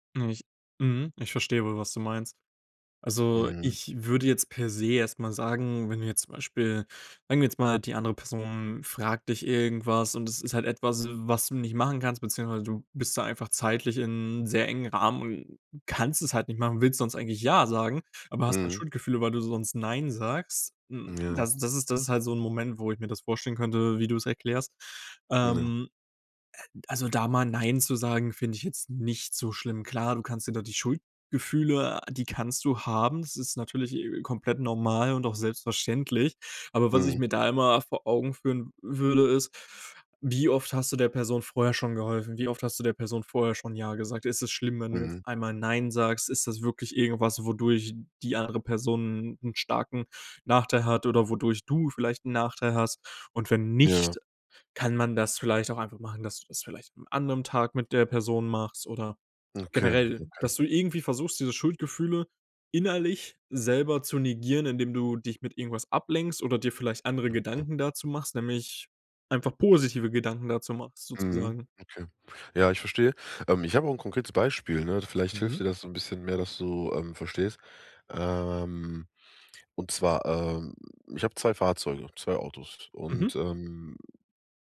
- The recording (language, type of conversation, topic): German, advice, Wie kann ich bei Freunden Grenzen setzen, ohne mich schuldig zu fühlen?
- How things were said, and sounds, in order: unintelligible speech; other background noise; stressed: "nicht"; stressed: "innerlich"; stressed: "positive"